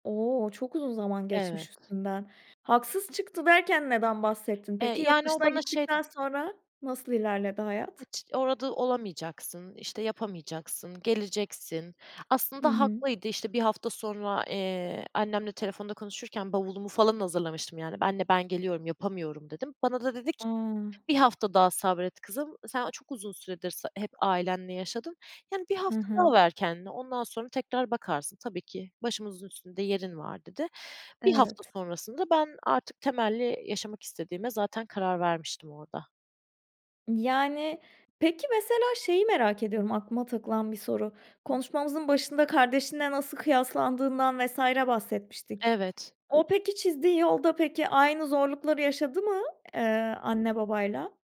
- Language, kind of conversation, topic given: Turkish, podcast, Ailenin kariyer seçimin üzerinde kurduğu baskıyı nasıl anlatırsın?
- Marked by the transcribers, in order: other background noise; unintelligible speech